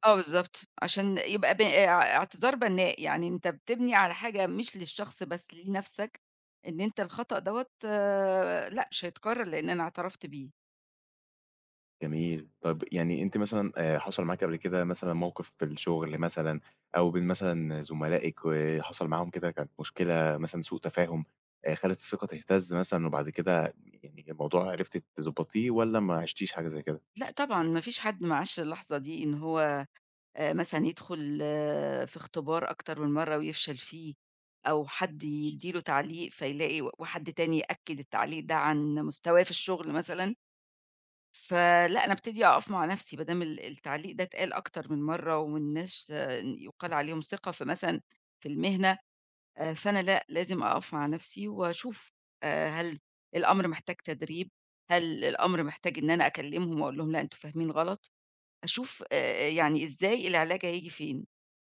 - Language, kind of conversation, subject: Arabic, podcast, إيه الطرق البسيطة لإعادة بناء الثقة بعد ما يحصل خطأ؟
- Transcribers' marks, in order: other background noise